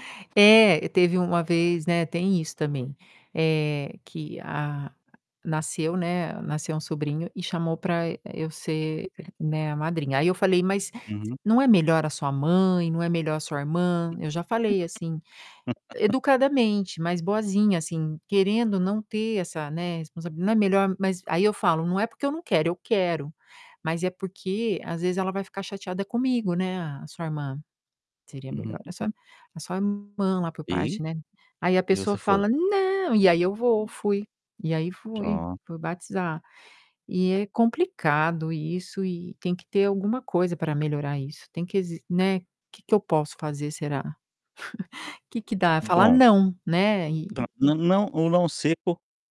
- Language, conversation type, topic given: Portuguese, advice, Como posso recusar convites sociais quando estou ansioso ou cansado?
- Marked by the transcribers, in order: other background noise; laugh; distorted speech; put-on voice: "Não"; tapping; chuckle